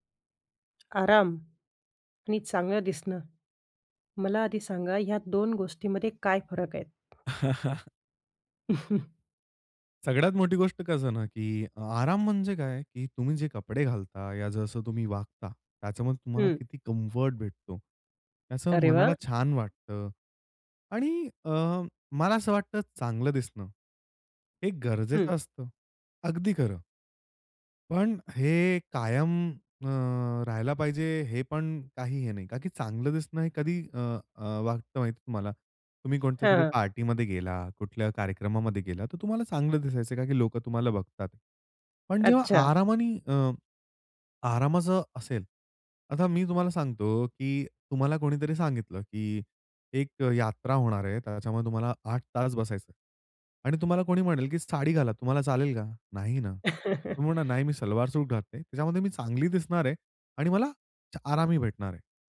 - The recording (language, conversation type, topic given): Marathi, podcast, आराम अधिक महत्त्वाचा की चांगलं दिसणं अधिक महत्त्वाचं, असं तुम्हाला काय वाटतं?
- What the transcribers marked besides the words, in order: other background noise; chuckle; chuckle